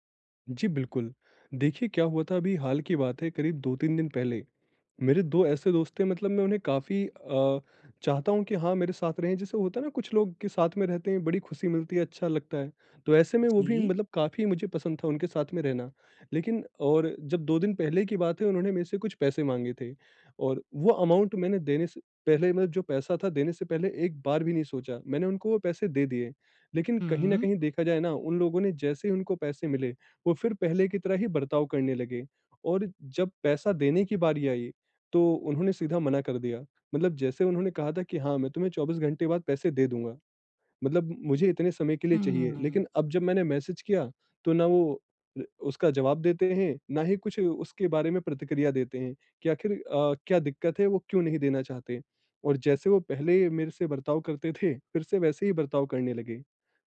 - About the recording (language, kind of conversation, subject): Hindi, advice, मैं दोस्ती में अपने प्रयास और अपेक्षाओं को कैसे संतुलित करूँ ताकि दूरी न बढ़े?
- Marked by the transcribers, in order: in English: "अमाउंट"; in English: "मैसेज"